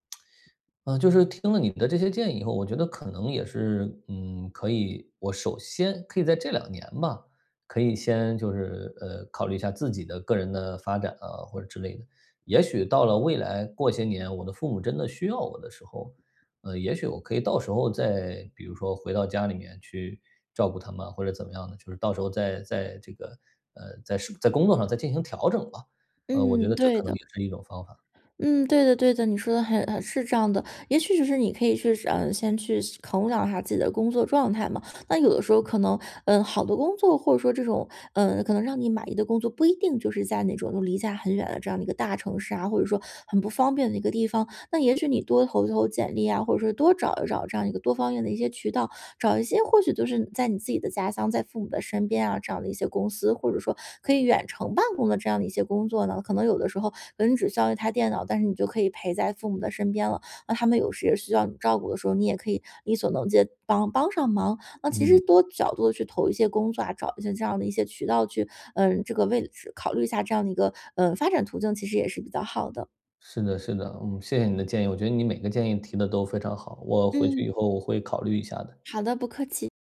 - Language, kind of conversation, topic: Chinese, advice, 陪伴年迈父母的责任突然增加时，我该如何应对压力并做出合适的选择？
- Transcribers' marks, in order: other background noise